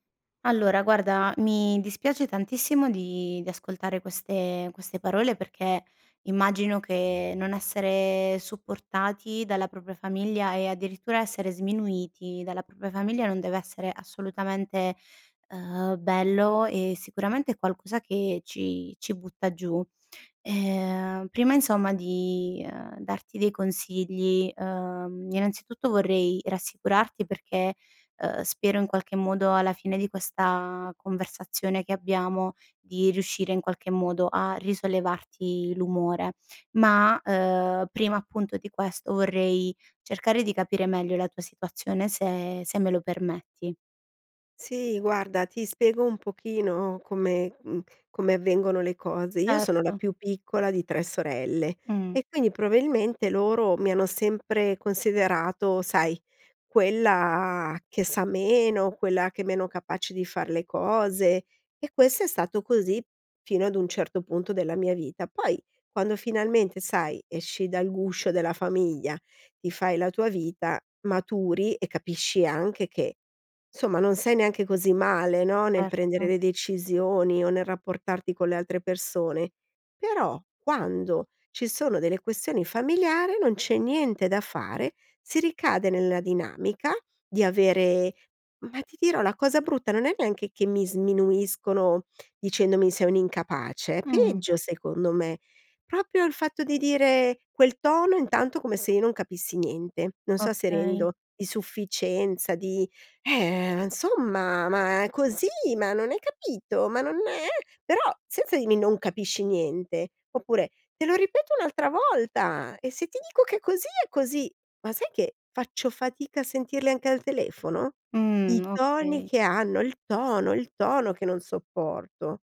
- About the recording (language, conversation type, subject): Italian, advice, Come ti senti quando la tua famiglia non ti ascolta o ti sminuisce?
- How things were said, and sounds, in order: other background noise; tapping; "propria" said as "propia"; "probabilmente" said as "probilmente"; "Certo" said as "terto"; "proprio" said as "propio"; put-on voice: "Eh, nsomma, ma così! Ma non hai capito? Ma non è"; "insomma" said as "nsomma"; put-on voice: "Te lo ripeto un'altra volta … così è così!"